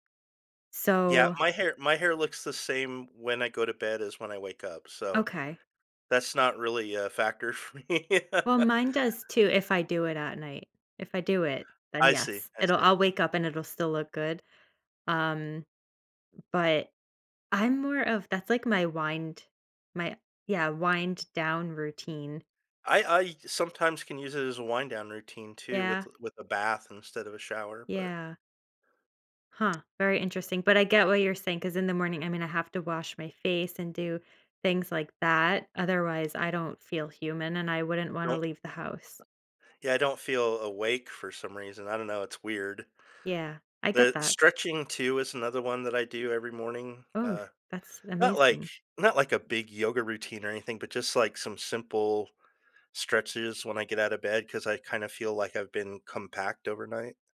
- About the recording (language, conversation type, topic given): English, unstructured, How can I motivate myself on days I have no energy?
- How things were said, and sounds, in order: other background noise; laughing while speaking: "for me"; laugh; tapping